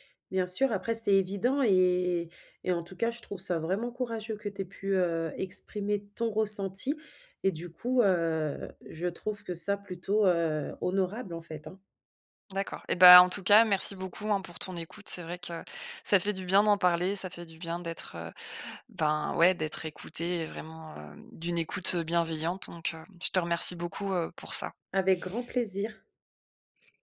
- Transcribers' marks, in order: stressed: "ton"
- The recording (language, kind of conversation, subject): French, advice, Comment décrire mon manque de communication et mon sentiment d’incompréhension ?